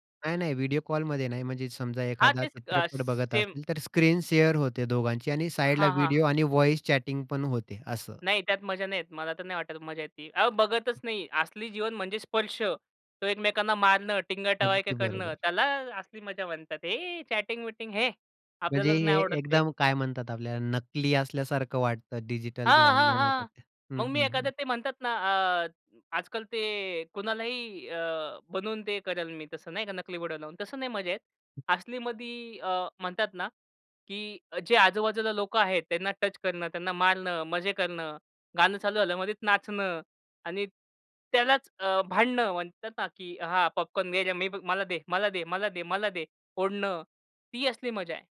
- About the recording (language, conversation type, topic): Marathi, podcast, एकांतात आणि गटात मनोरंजनाचा अनुभव घेताना काय फरक जाणवतो?
- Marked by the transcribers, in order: in English: "शेअर"; in English: "व्हॉईस चॅटिंग"; other noise; tapping; in English: "चॅटिंग"